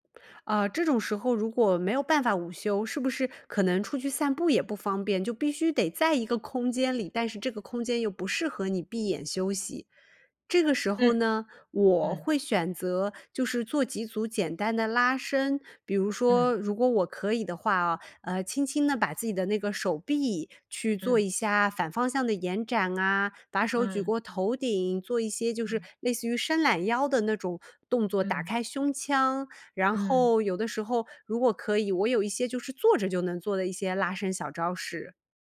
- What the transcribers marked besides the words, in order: none
- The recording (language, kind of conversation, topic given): Chinese, podcast, 午休时你通常怎么安排才觉得有效？